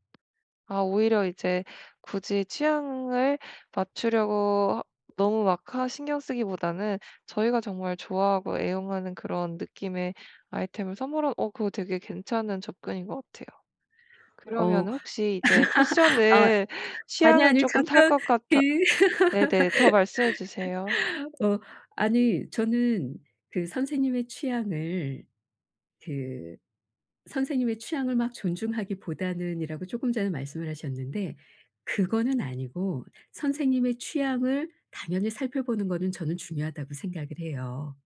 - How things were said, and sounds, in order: tapping; other background noise; laugh; laugh
- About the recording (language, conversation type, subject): Korean, advice, 한정된 예산으로 만족스러운 옷이나 선물을 효율적으로 고르려면 어떻게 해야 하나요?